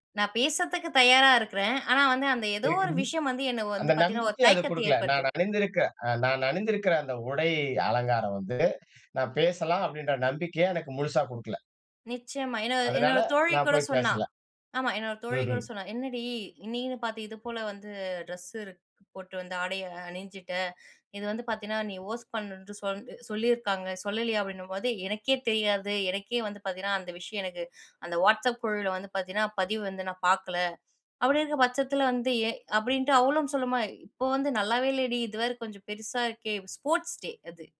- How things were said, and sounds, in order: unintelligible speech; in English: "ஹோஸ்ட்"; tapping; in English: "ஸ்போர்ட்ஸ் டே"
- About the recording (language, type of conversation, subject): Tamil, podcast, ஒரு ஆடை உங்கள் தன்னம்பிக்கையை எப்படி உயர்த்தும்?